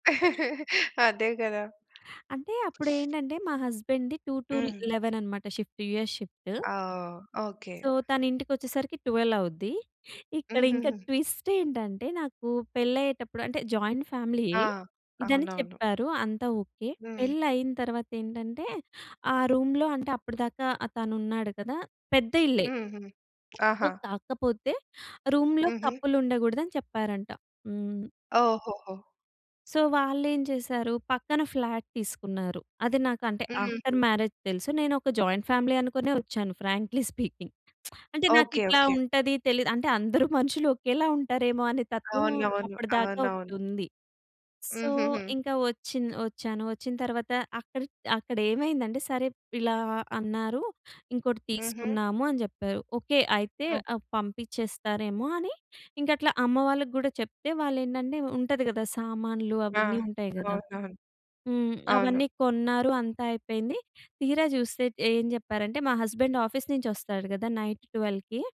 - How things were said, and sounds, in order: giggle; other background noise; sniff; in English: "హస్బాండ్‌ది టూ టు లెవెన్"; in English: "షిఫ్ట్. యుఎస్ షిఫ్ట్"; in English: "సో"; in English: "ట్వెల్వ్"; in English: "ట్విస్ట్"; in English: "జాయింట్ ఫ్యామిలీ"; in English: "రూమ్‌లో"; in English: "సో"; in English: "రూమ్‌లో కపుల్"; in English: "సో"; in English: "ఫ్లాట్"; in English: "ఆఫ్టర్ మ్యారేజ్"; in English: "జాయింట్ ఫ్యామిలీ"; in English: "ఫ్రాంక్లీ స్పీకింగ్"; lip smack; in English: "సో"; in English: "హస్బెండ్ ఆఫీస్"; in English: "నైట్ ట్వెల్వ్‌కి"
- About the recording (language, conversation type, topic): Telugu, podcast, మీరు వ్యక్తిగత సరిహద్దులను ఎలా నిర్ణయించుకుని అమలు చేస్తారు?